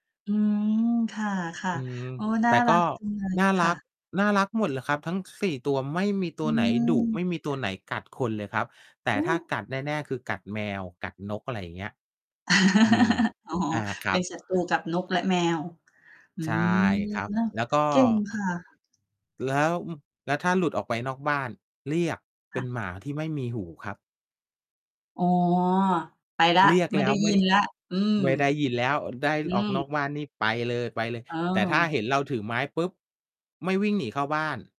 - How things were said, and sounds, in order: distorted speech; chuckle; tapping; other noise
- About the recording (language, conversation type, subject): Thai, unstructured, สัตว์เลี้ยงช่วยลดความเครียดในชีวิตประจำวันได้จริงไหม?